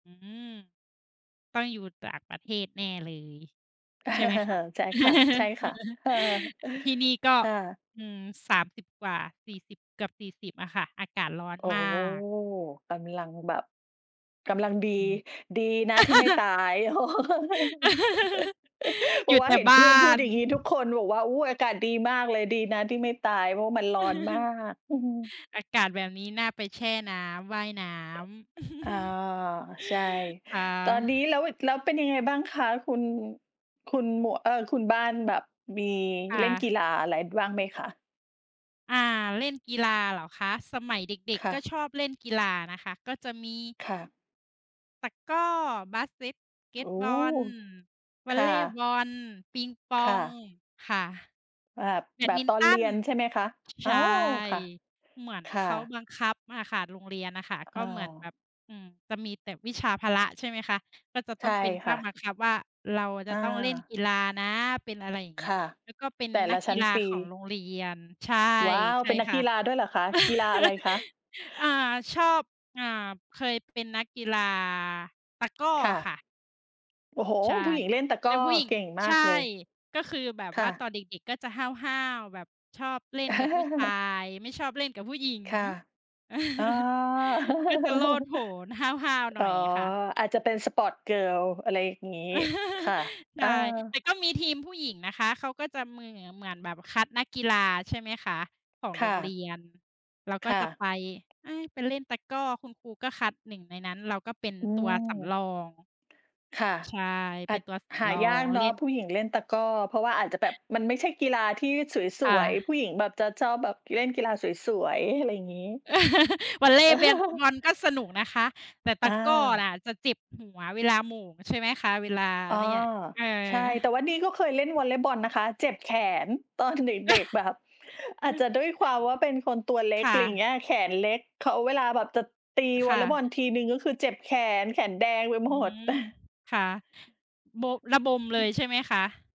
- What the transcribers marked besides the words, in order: other background noise; laugh; tapping; drawn out: "อ๋อ"; laugh; laugh; laugh; laugh; laugh; laugh; in English: "Sport-Girl"; laugh; laugh; chuckle; chuckle
- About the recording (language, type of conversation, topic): Thai, unstructured, กีฬาแบบไหนที่ทำให้คุณรู้สึกตื่นเต้นที่สุดเวลาชม?